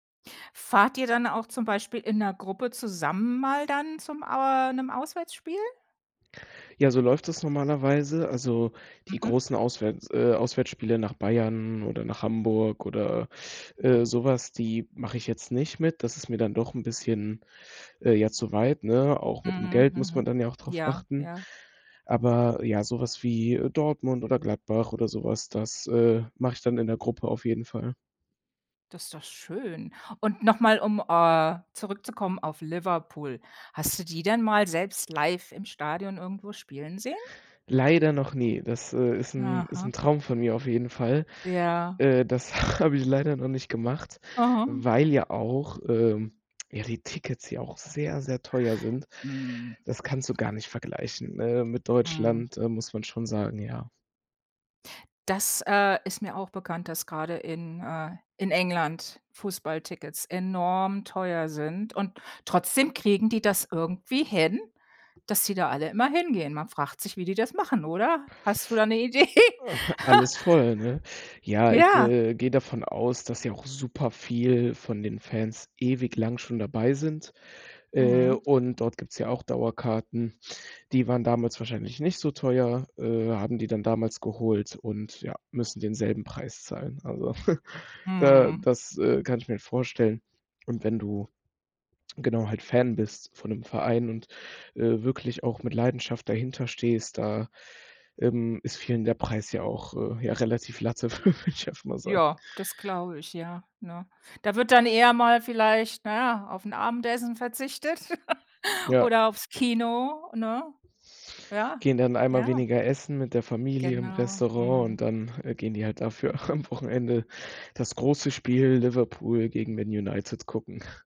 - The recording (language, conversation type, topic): German, podcast, Erzähl mal, wie du zu deinem liebsten Hobby gekommen bist?
- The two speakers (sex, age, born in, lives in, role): female, 55-59, Germany, United States, host; male, 18-19, Germany, Germany, guest
- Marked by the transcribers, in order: laughing while speaking: "habe ich"; other background noise; chuckle; laughing while speaking: "Idee?"; chuckle; chuckle; laughing while speaking: "würde ich einfach"; laugh; laughing while speaking: "am"; chuckle